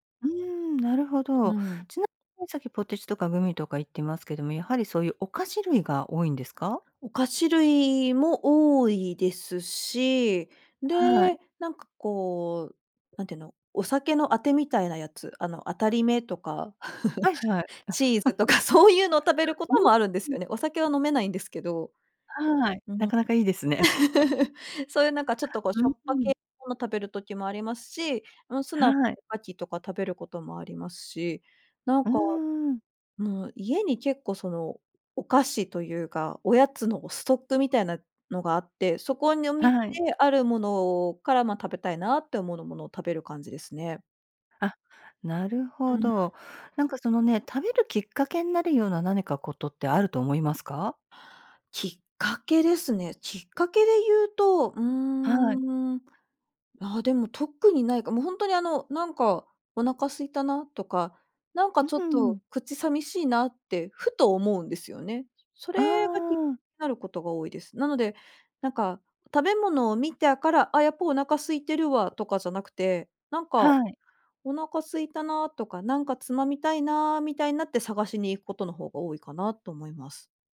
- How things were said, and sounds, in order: chuckle; laugh; laugh; other background noise; laugh; laugh; "そこを" said as "そこにょ"; "あるものから" said as "あるものをから"; "思うもの" said as "思うのもの"; "気になる" said as "気なる"
- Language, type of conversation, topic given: Japanese, advice, 食生活を改善したいのに、間食やジャンクフードをやめられないのはどうすればいいですか？